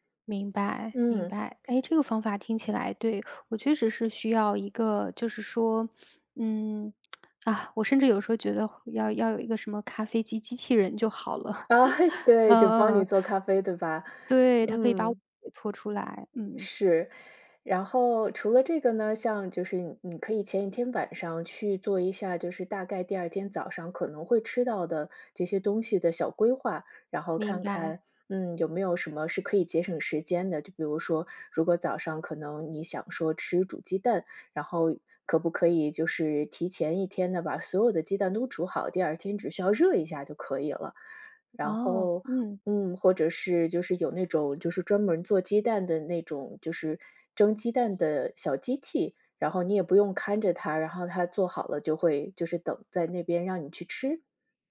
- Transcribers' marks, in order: tsk; laughing while speaking: "了"; laughing while speaking: "啊"; chuckle
- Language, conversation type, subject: Chinese, advice, 不吃早餐会让你上午容易饿、注意力不集中吗？